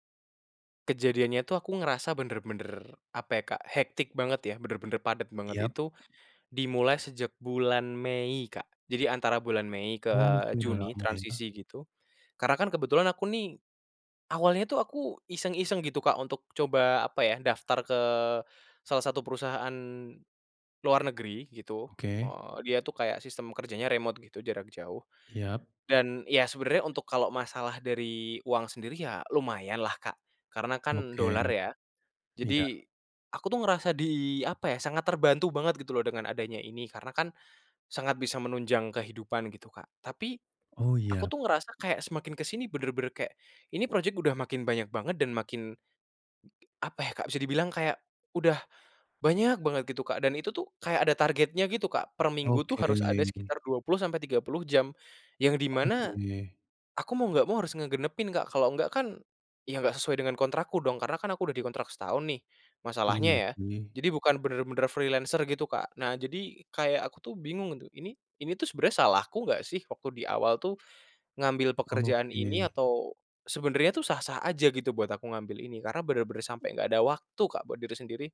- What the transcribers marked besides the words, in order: other background noise; in English: "freelancer"; tapping; other noise
- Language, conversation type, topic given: Indonesian, advice, Bagaimana saya bisa tetap menekuni hobi setiap minggu meskipun waktu luang terasa terbatas?